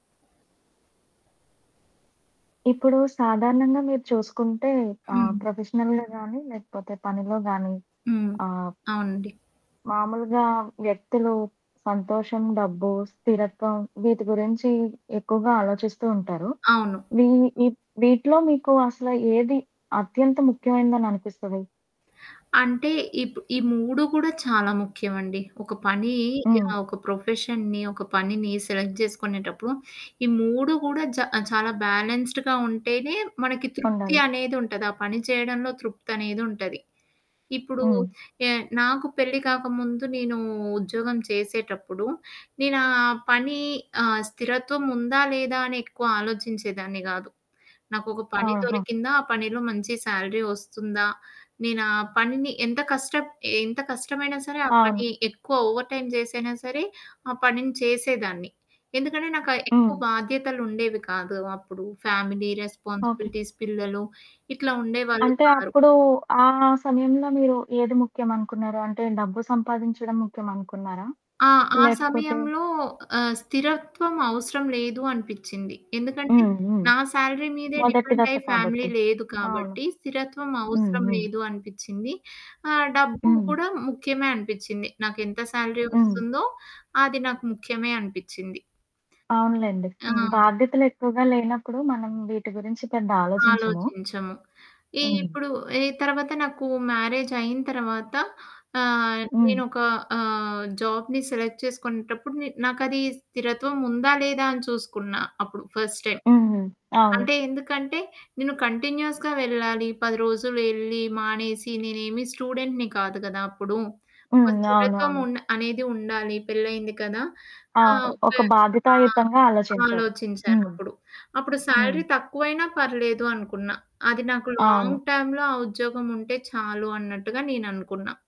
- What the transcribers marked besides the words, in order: static; in English: "ప్రొఫెషనల్‌గా"; in English: "ప్రొఫెషన్‌ని"; in English: "సెలెక్ట్"; in English: "బ్యాలెన్స్‌డ్‌గా"; in English: "ఓవర్‌టైమ్"; in English: "ఫ్యామిలీ రెస్పాన్సిబిలిటీస్"; in English: "శాలరీ"; in English: "ఫ్యామిలీ"; in English: "శాలరీ"; other background noise; in English: "మ్యారేజ్"; in English: "జాబ్‌ని సెలెక్ట్"; in English: "ఫస్ట్ టైమ్"; in English: "కంటిన్యూయస్‌గా"; in English: "స్టూడెంట్‌ని"; in English: "శాలరీ"; in English: "లాంగ్ టైమ్‌లొ"
- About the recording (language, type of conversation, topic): Telugu, podcast, పనిలో సంతోషం, డబ్బు, స్థిరత్వం—వీటిలో మీకు ఏది ఎక్కువగా ముఖ్యం?